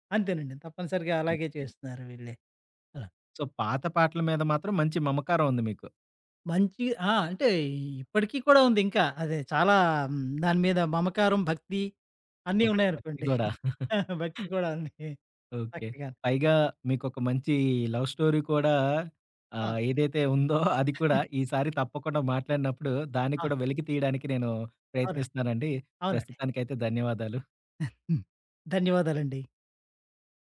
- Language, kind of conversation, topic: Telugu, podcast, పాత పాటలు మిమ్మల్ని ఎప్పుడు గత జ్ఞాపకాలలోకి తీసుకెళ్తాయి?
- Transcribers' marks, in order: in English: "సో"; chuckle; laughing while speaking: "భక్తి కూడా ఉంది"; in English: "లవ్ స్టోరీ"; laughing while speaking: "ఉందో"; other background noise